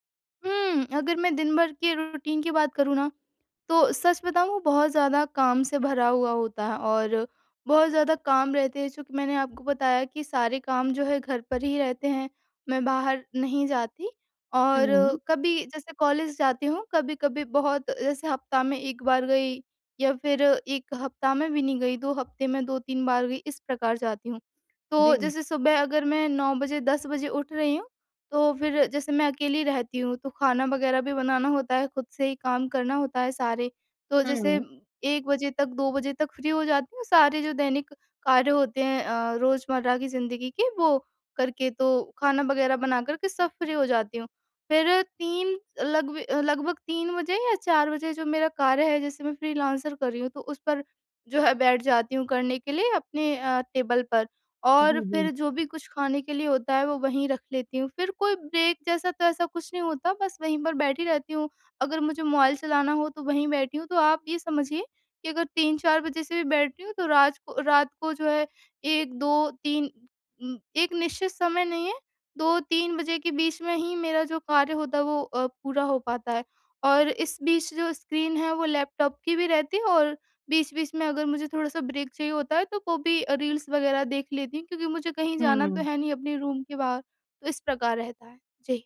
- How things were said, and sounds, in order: in English: "रूटीन"; in English: "फ़्री"; in English: "फ़्री"; in English: "टेबल"; in English: "ब्रेक"; in English: "ब्रेक"; in English: "रील्स"; in English: "रूम"
- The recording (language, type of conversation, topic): Hindi, advice, आराम करने के बाद भी मेरा मन थका हुआ क्यों महसूस होता है और मैं ध्यान क्यों नहीं लगा पाता/पाती?